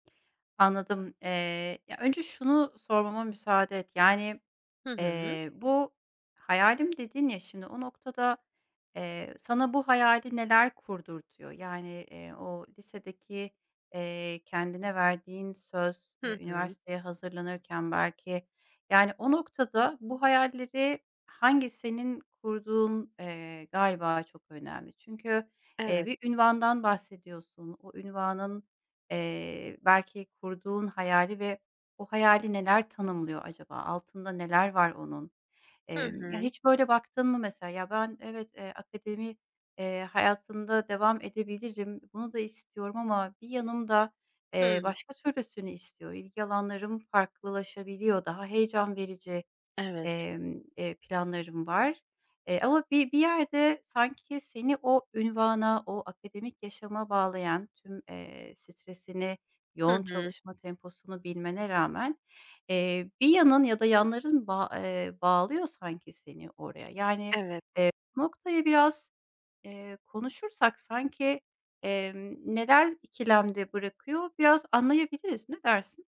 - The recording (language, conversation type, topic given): Turkish, advice, Karar verirken duygularım kafamı karıştırdığı için neden kararsız kalıyorum?
- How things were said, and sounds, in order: tapping